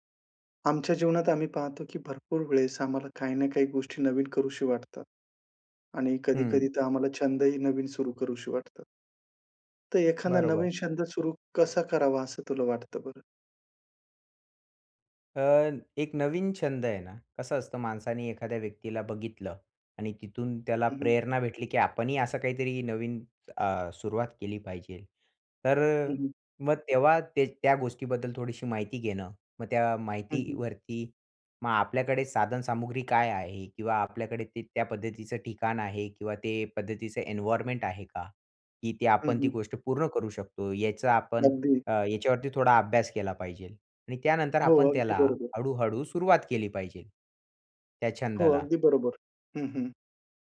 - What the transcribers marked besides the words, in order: other background noise
- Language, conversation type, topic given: Marathi, podcast, एखादा नवीन छंद सुरू कसा करावा?